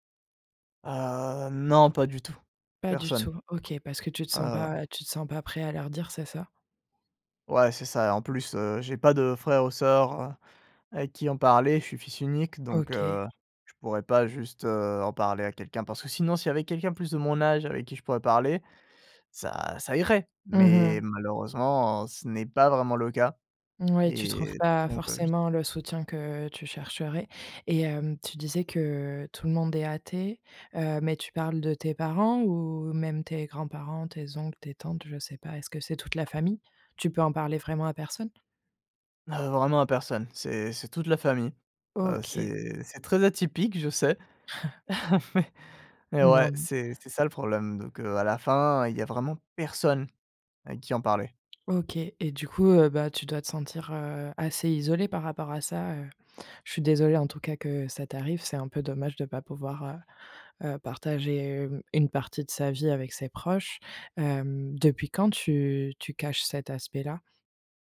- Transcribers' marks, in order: other background noise; chuckle; stressed: "personne"
- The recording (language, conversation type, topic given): French, advice, Pourquoi caches-tu ton identité pour plaire à ta famille ?
- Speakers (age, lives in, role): 20-24, France, user; 25-29, France, advisor